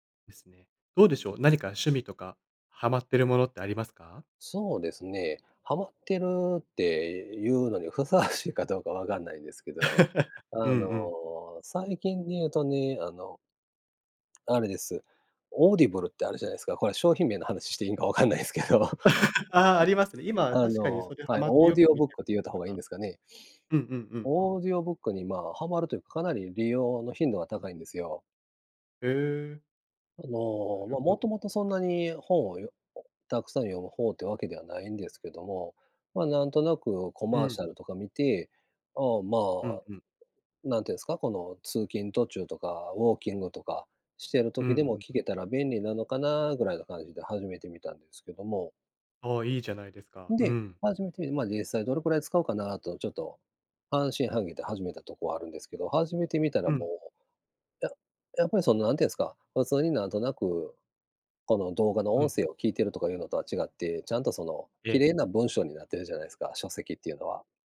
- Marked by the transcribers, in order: other noise; laughing while speaking: "ふさわしい"; chuckle; laughing while speaking: "分かんないですけど"; laugh; unintelligible speech; in English: "オーディオブック"; in English: "オーディオブック"; tapping
- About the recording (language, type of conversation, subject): Japanese, unstructured, 最近ハマっていることはありますか？
- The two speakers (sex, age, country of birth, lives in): male, 25-29, Japan, Portugal; male, 50-54, Japan, Japan